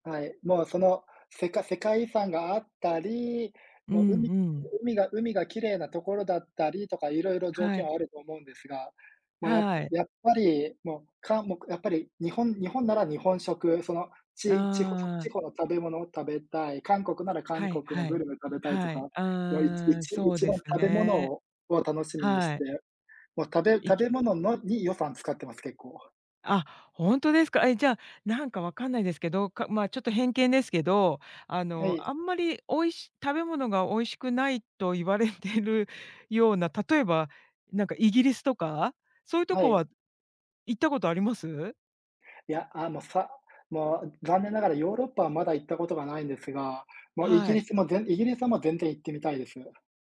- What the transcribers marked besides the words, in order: none
- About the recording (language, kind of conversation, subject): Japanese, unstructured, 旅行に行くとき、何を一番楽しみにしていますか？